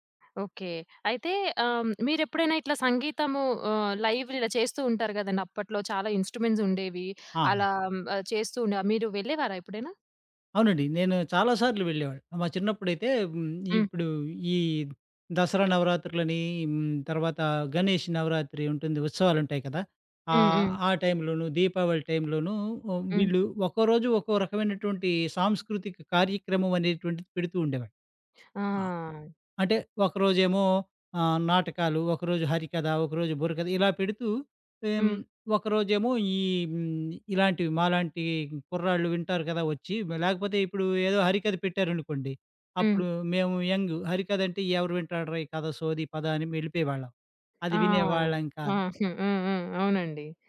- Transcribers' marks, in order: in English: "లైవ్"; in English: "ఇన్‌స్ట్రుమెంట్స్"; chuckle
- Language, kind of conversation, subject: Telugu, podcast, ప్రత్యక్ష సంగీత కార్యక్రమానికి ఎందుకు వెళ్తారు?